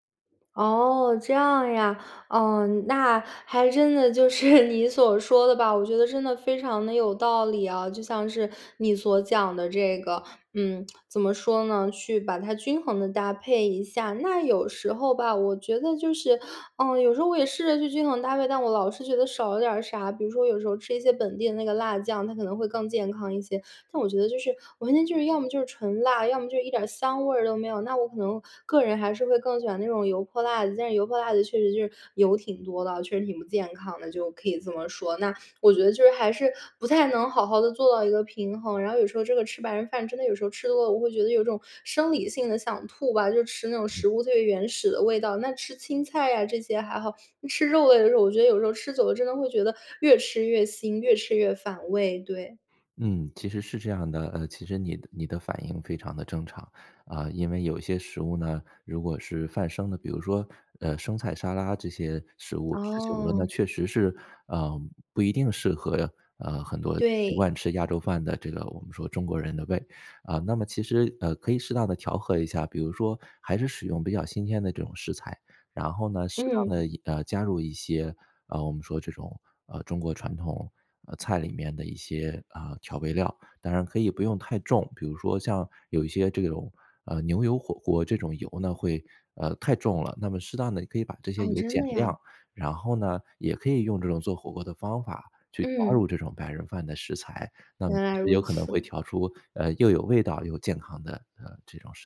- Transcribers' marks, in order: laughing while speaking: "是"; lip smack; other noise
- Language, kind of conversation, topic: Chinese, advice, 你为什么总是难以养成健康的饮食习惯？
- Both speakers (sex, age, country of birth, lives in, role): female, 20-24, China, Sweden, user; male, 40-44, China, United States, advisor